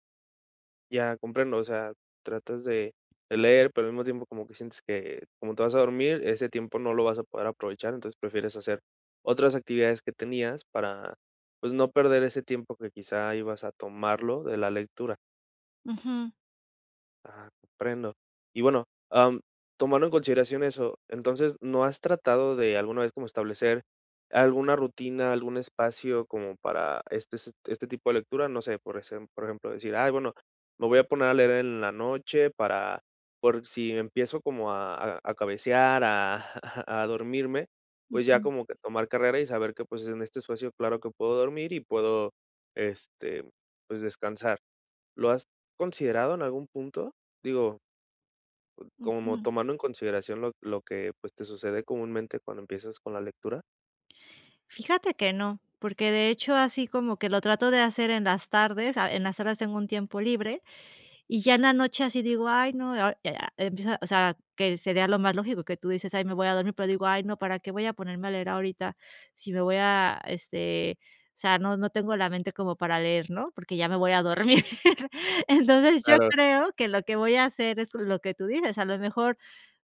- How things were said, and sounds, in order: chuckle; laughing while speaking: "dormir"
- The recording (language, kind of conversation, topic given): Spanish, advice, ¿Por qué no logro leer todos los días aunque quiero desarrollar ese hábito?